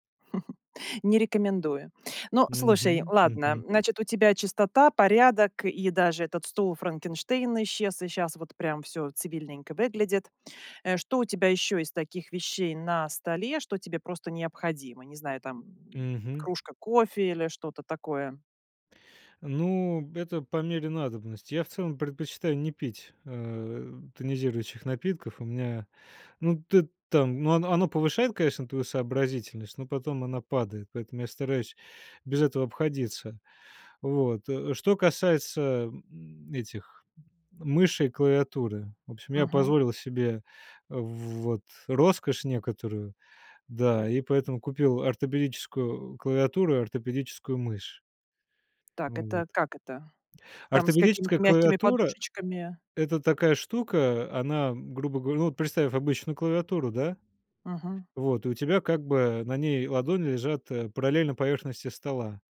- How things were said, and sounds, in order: chuckle; tapping; other background noise
- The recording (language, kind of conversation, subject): Russian, podcast, Как вы организуете рабочее пространство, чтобы максимально сосредоточиться?